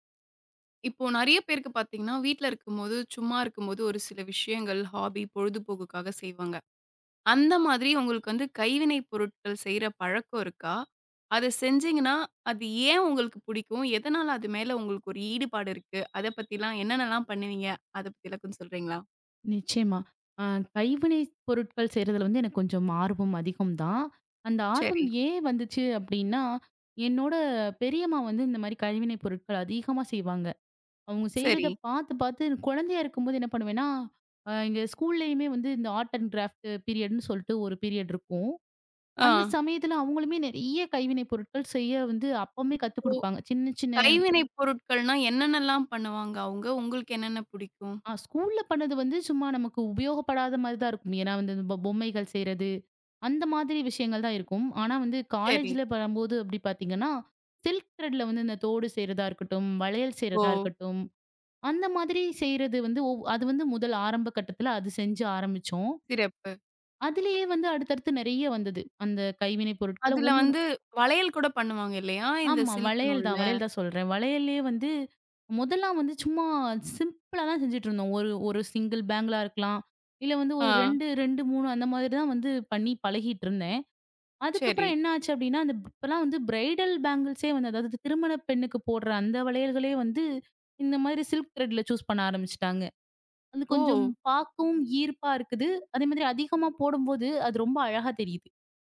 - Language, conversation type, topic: Tamil, podcast, நீ கைவினைப் பொருட்களைச் செய்ய விரும்புவதற்கு உனக்கு என்ன காரணம்?
- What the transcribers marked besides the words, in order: tapping; in English: "ஹாபி"; horn; other background noise; in English: "ஆர்ட் அண்ட் கிராஃப்ட் பீரியட்"; in English: "பீரியட்"; in English: "சில்க் த்ரெட்ல"; in English: "சில்க்"; in English: "single bangle"; in English: "பிரைடல் பேங்கிள்ஸ்"; in English: "சில்க் த்ரெட்ல சூஸ்"